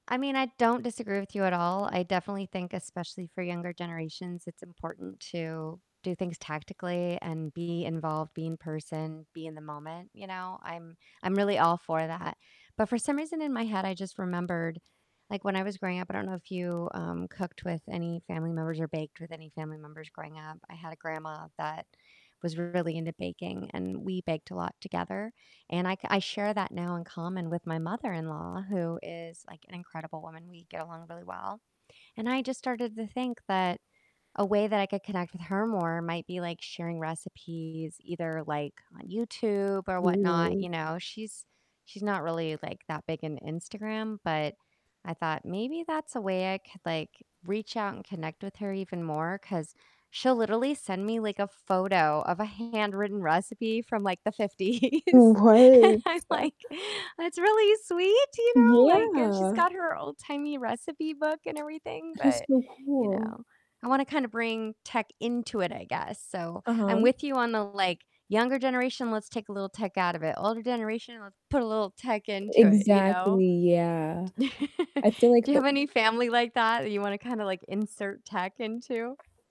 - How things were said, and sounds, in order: distorted speech; static; laughing while speaking: "fifties, and I'm like"; other background noise; drawn out: "Yeah"; tapping; laugh
- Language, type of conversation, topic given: English, unstructured, How have your traditions with family and friends evolved with technology and changing norms to stay connected?